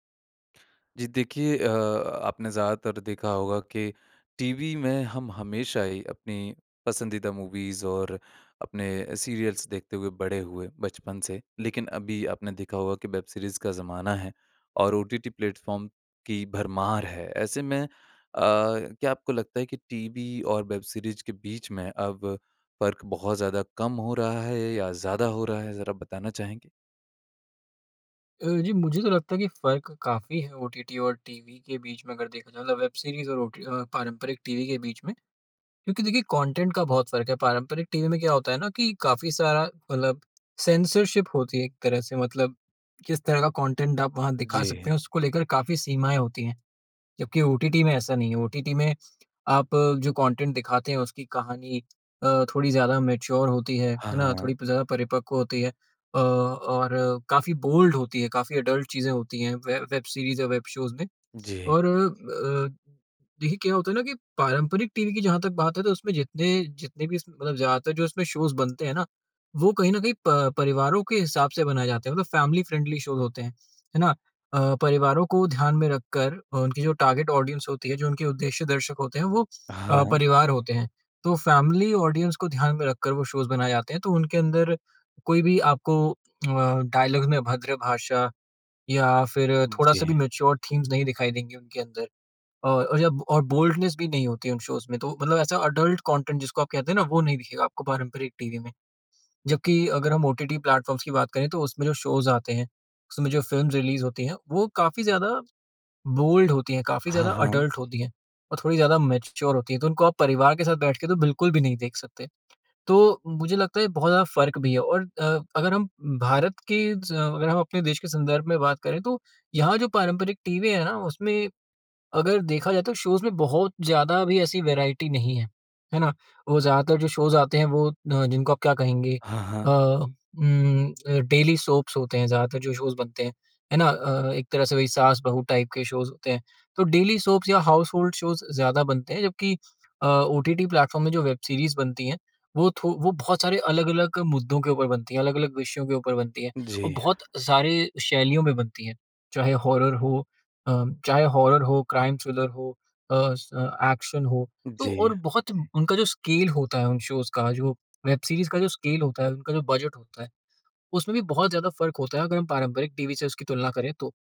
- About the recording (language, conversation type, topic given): Hindi, podcast, क्या अब वेब-सीरीज़ और पारंपरिक टीवी के बीच का फर्क सच में कम हो रहा है?
- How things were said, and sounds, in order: in English: "मूवीज़"; in English: "सीरियल्स"; in English: "वेब सीरीज़"; in English: "प्लेटफ़ॉर्म"; in English: "वेब सीरीज़"; tapping; in English: "वेब सीरीज़"; in English: "कॉन्टेंट"; in English: "सेंसरशिप"; in English: "कॉन्टेंट"; other background noise; in English: "कॉन्टेंट"; in English: "मैच्योर"; in English: "बोल्ड"; in English: "एडल्ट"; in English: "वे वेब सीरीज़"; in English: "वेब शोज़"; in English: "शोज़"; in English: "फैमिली फ्रेंडली शोज़"; in English: "टारगेट ऑडियन्स"; in English: "फ़ैमिली ऑडियन्स"; in English: "शोज़"; in English: "डायलॉग"; in English: "मैच्योर थीम्स"; in English: "बोल्डनेस"; in English: "शोज़"; in English: "एडल्ट कंटेंट"; in English: "प्लेटफ़ॉर्म्स"; in English: "शोज़"; in English: "फ़िल्म्स रिलीज़"; in English: "बोल्ड"; in English: "एडल्ट"; in English: "मैच्योर"; in English: "शोज़"; in English: "वैराइटी"; in English: "शोज़"; in English: "डेली सोप्स"; in English: "शोज़"; in English: "टाइप"; in English: "शोज़"; in English: "डेली सोप्स"; in English: "हाउसहोल्ड शोज़"; in English: "प्लेटफ़ॉर्म"; in English: "वेब सीरीज़"; in English: "हॉरर"; in English: "हॉरर"; in English: "क्राइम थ्रिलर"; in English: "एक्शन"; in English: "स्केल"; in English: "शोज़"; in English: "वेब सीरीज़"; in English: "स्केल"